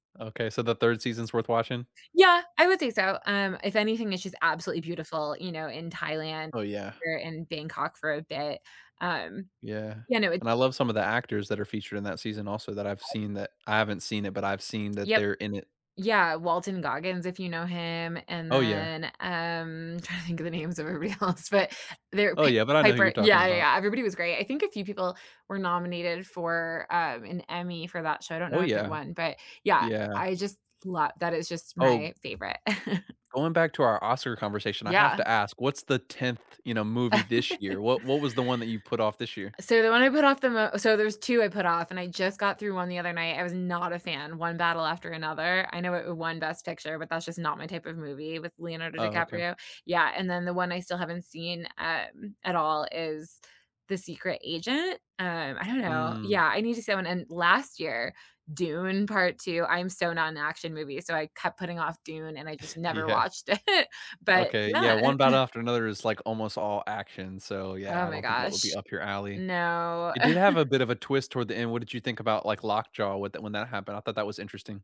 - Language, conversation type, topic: English, unstructured, Which movie, TV show, or book plot twist amazed you without feeling cheap, and why did it work?
- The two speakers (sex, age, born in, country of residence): female, 35-39, United States, United States; male, 60-64, United States, United States
- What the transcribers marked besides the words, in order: background speech; tapping; laughing while speaking: "trying to think of the names of everybody else, but"; chuckle; chuckle; other background noise; chuckle; laughing while speaking: "Yeah"; laughing while speaking: "it"; chuckle; drawn out: "No"; chuckle